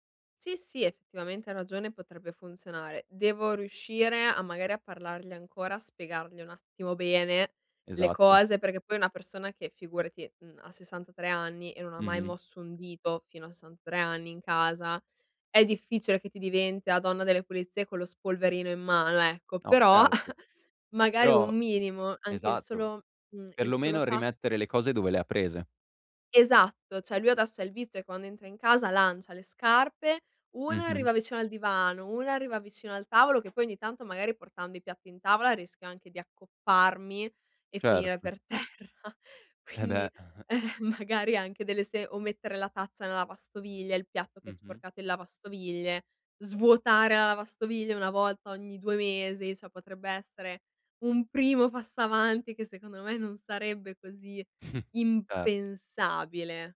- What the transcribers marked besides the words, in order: chuckle; "cioè" said as "ceh"; tapping; chuckle; laughing while speaking: "terra, quindi, ehm"; stressed: "svuotare"; "cioè" said as "ceh"; snort
- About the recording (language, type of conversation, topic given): Italian, advice, Come posso iniziare a ridurre il disordine in casa?